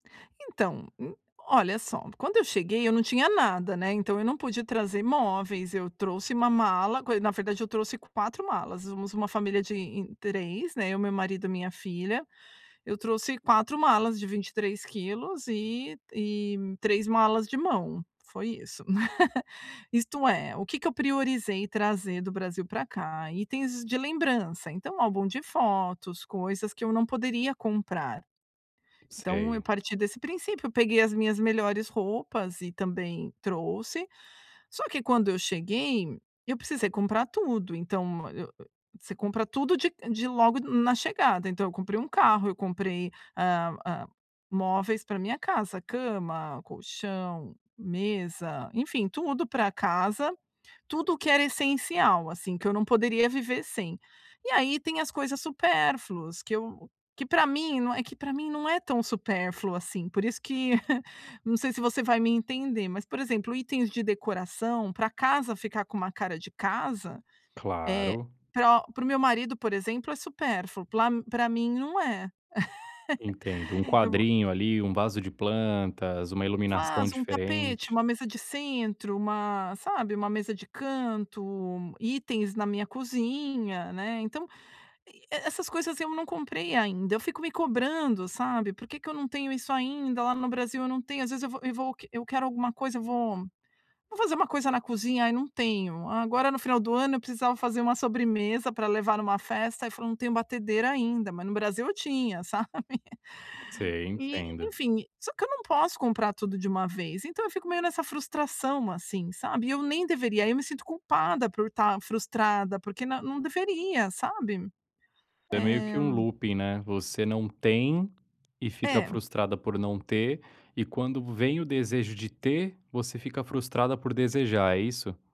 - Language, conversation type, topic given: Portuguese, advice, Como posso aprender a valorizar o essencial em vez de comprar sempre coisas novas?
- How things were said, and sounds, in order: laugh; other noise; chuckle; laugh; laugh; in English: "looping"